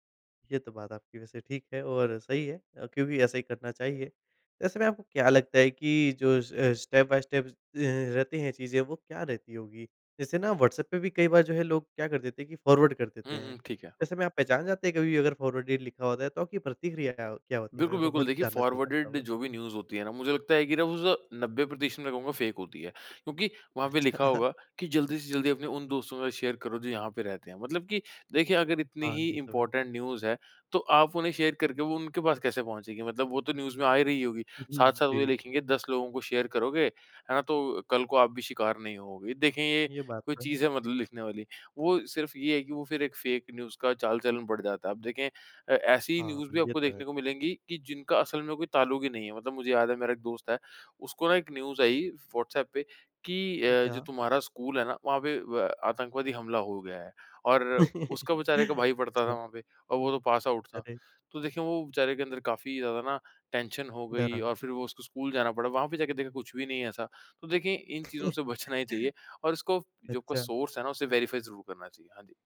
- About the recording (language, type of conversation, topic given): Hindi, podcast, फेक न्यूज़ और गलत जानकारी से निपटने के तुम्हारे तरीके क्या हैं?
- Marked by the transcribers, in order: in English: "स्टेप बाई स्टेपस"; in English: "फ़ॉरवर्ड"; in English: "फ़ॉरवर्डेड"; laughing while speaking: "मैं वो"; in English: "फॉरवर्डेड"; in English: "न्यूज़"; in English: "फ़ेक"; laughing while speaking: "अच्छा"; in English: "शेयर"; in English: "इम्पोर्टेंट न्यूज़"; in English: "शेयर"; in English: "न्यूज़"; in English: "शेयर"; in English: "फ़ेक न्यूज़"; in English: "न्यूज़"; in English: "न्यूज़"; laugh; in English: "पास आउट"; in English: "टेंशन"; chuckle; laughing while speaking: "बचना"; in English: "सोर्स"; in English: "वेरिफ़ाई"